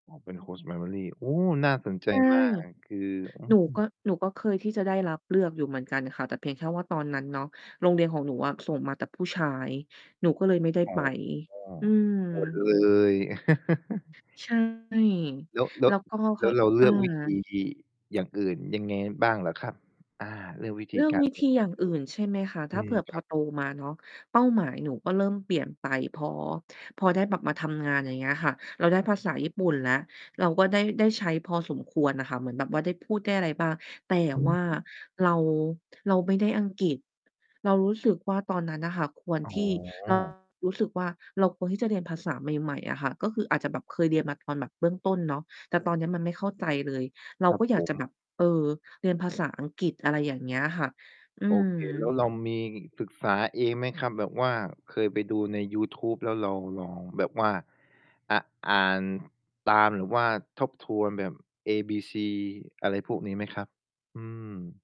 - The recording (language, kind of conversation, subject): Thai, podcast, เริ่มเรียนภาษาใหม่ควรเริ่มจากวิธีไหนก่อนดีครับ/คะ?
- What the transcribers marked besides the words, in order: in English: "Host Family"; mechanical hum; distorted speech; chuckle; unintelligible speech